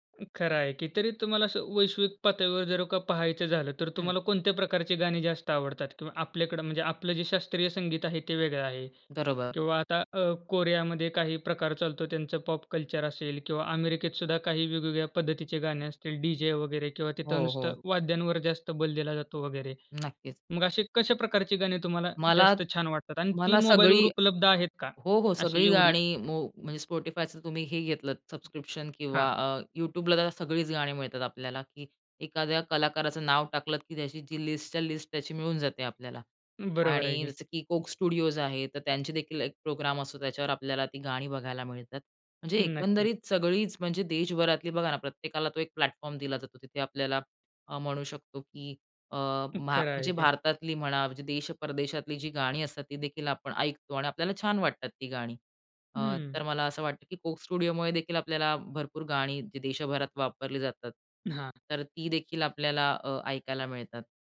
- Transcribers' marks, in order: in English: "पॉप कल्चर"; other background noise; in English: "सबस्क्रिप्शन"; tapping; in English: "लिस्टच्या लिस्ट"; in English: "प्रोग्राम"; in English: "प्लॅटफॉर्म"
- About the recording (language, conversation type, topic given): Marathi, podcast, मोबाईलमुळे संगीत शोधण्याचा अनुभव बदलला का?